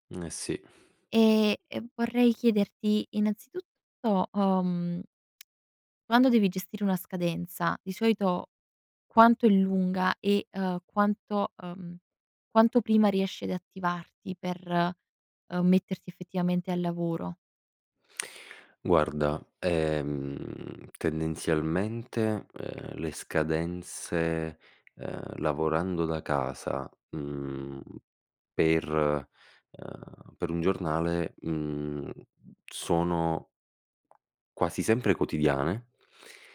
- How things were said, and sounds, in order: "solito" said as "soito"; other background noise
- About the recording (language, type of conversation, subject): Italian, advice, Come posso smettere di procrastinare su un progetto importante fino all'ultimo momento?